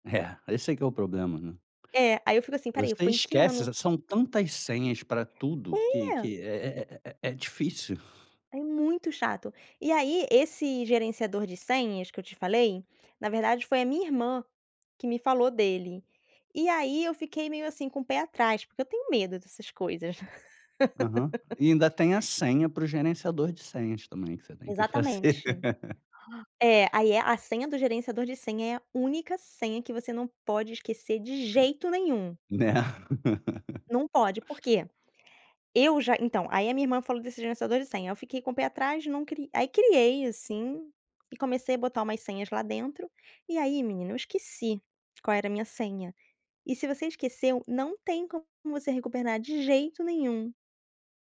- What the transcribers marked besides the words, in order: laugh; laugh; chuckle
- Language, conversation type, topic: Portuguese, podcast, Como você protege suas senhas hoje em dia?